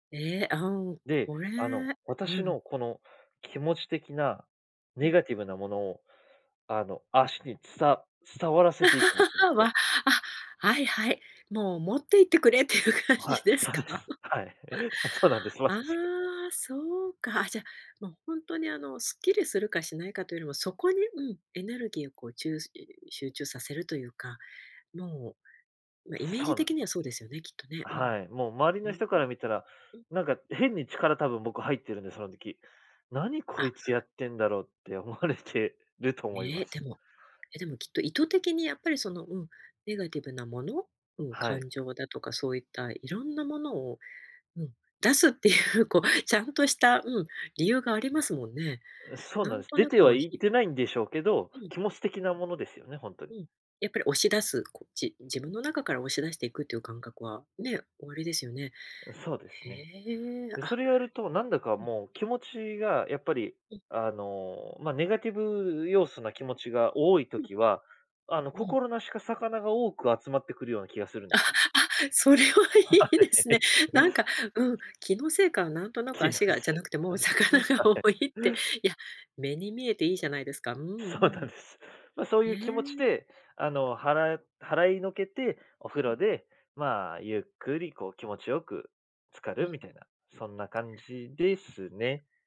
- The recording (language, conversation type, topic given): Japanese, podcast, 休日はどうやって疲れを取っていますか？
- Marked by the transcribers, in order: laugh; laughing while speaking: "持って行ってくれっていう感じですか？"; other noise; laugh; laughing while speaking: "はい"; unintelligible speech; other background noise